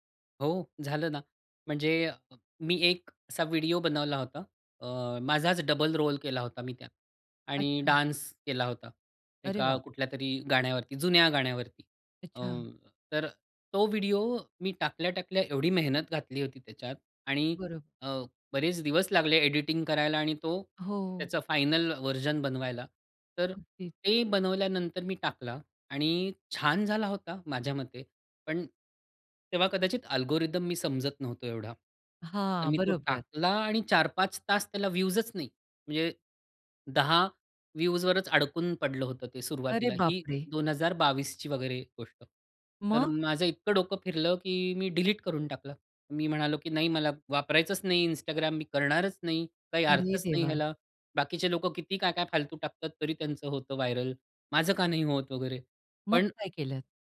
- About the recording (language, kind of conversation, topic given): Marathi, podcast, सोशल मीडियामुळे यशाबद्दल तुमची कल्पना बदलली का?
- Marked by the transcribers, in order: in English: "डबल रोल"; in English: "डान्स"; in English: "व्हर्जन"; in English: "अल्गोरिदम"; surprised: "अरे बापरे!"; in English: "व्हायरल"